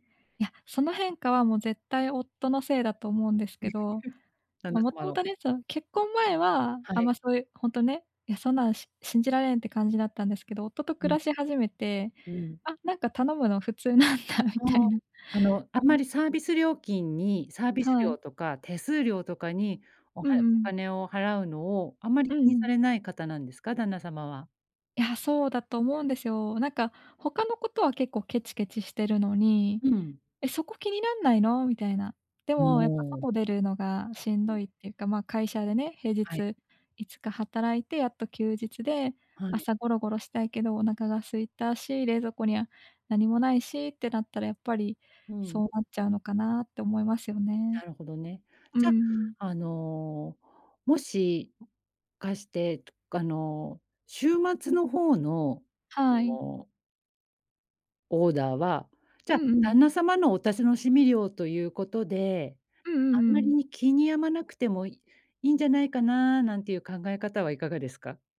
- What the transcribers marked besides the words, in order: chuckle; laughing while speaking: "普通なんだみたいな"; other noise; "お楽しみ" said as "おたそのしみ"
- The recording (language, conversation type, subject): Japanese, advice, 忙しくてついジャンクフードを食べてしまう